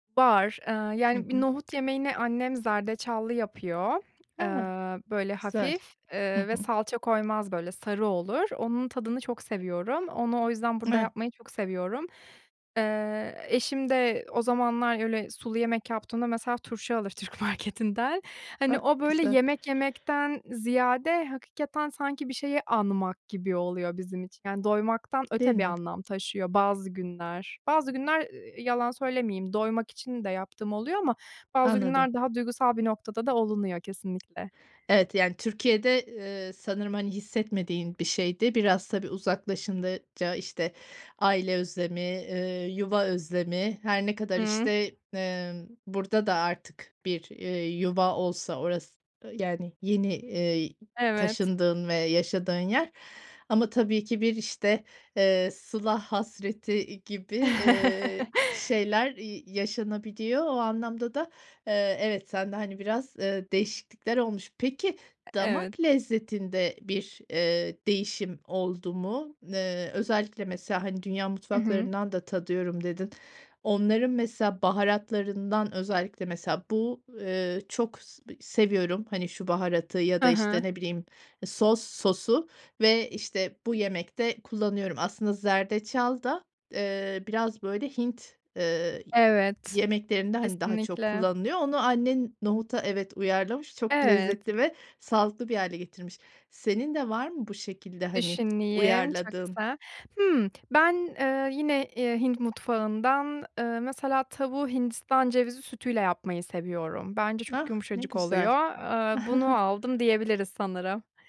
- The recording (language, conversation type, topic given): Turkish, podcast, Göç etmek yemek tercihlerinizi nasıl değiştirdi?
- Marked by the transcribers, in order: other background noise; tapping; unintelligible speech; laughing while speaking: "Türk marketinden"; "uzaklaşınca" said as "uzaklaşınıca"; chuckle; background speech; chuckle